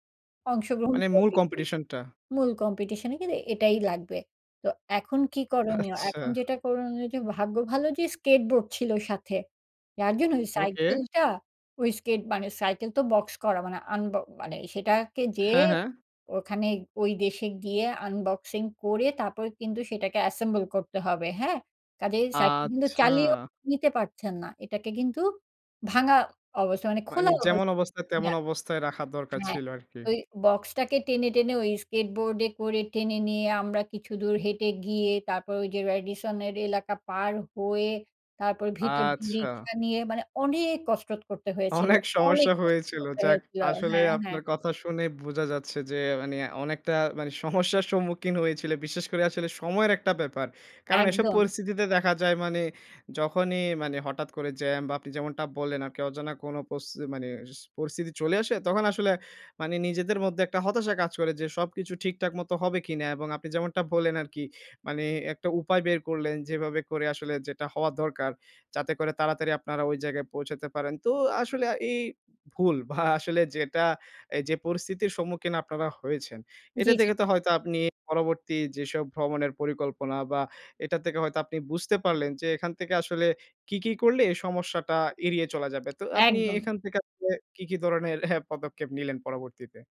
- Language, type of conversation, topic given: Bengali, podcast, ভ্রমণে তোমার সবচেয়ে বড় ভুলটা কী ছিল, আর সেখান থেকে তুমি কী শিখলে?
- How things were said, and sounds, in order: unintelligible speech; laughing while speaking: "আচ্ছা"; other background noise; tapping; drawn out: "আচ্ছা"; unintelligible speech; drawn out: "আচ্ছা"; drawn out: "অনেক"; laughing while speaking: "অনেক"; laughing while speaking: "সমস্যার সম্মুখীন"; "ধরনের" said as "দরনের"; chuckle